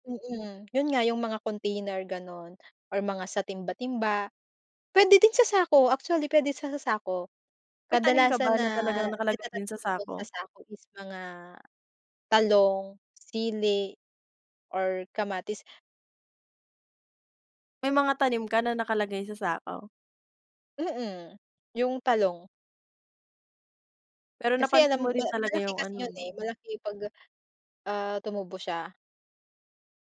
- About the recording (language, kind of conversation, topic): Filipino, podcast, Paano ka magsisimulang magtanim kahit maliit lang ang espasyo sa bahay?
- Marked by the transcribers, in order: other background noise